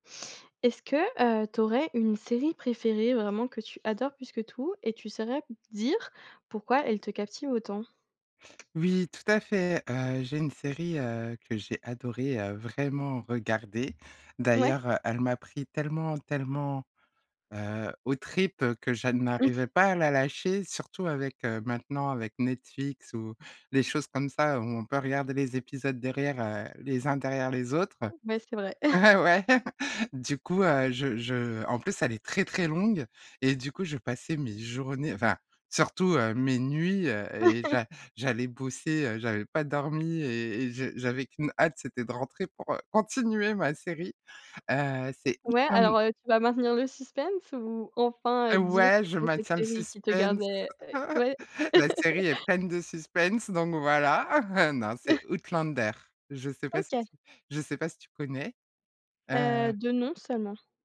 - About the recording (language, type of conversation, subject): French, podcast, Quelle est ta série préférée et pourquoi te captive-t-elle autant ?
- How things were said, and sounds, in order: tapping; "je" said as "ja"; laughing while speaking: "Ouais, ouais"; chuckle; laugh; other background noise; chuckle; chuckle